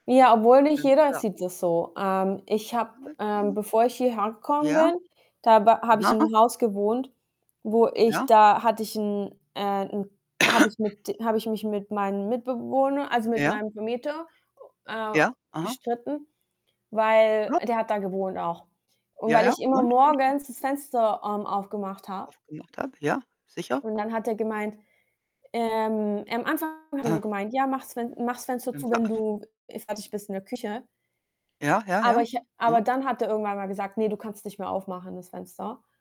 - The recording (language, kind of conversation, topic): German, unstructured, Warum ist der Klimawandel immer noch so umstritten?
- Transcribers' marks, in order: unintelligible speech; unintelligible speech; cough; other noise; unintelligible speech; unintelligible speech; distorted speech; unintelligible speech; other background noise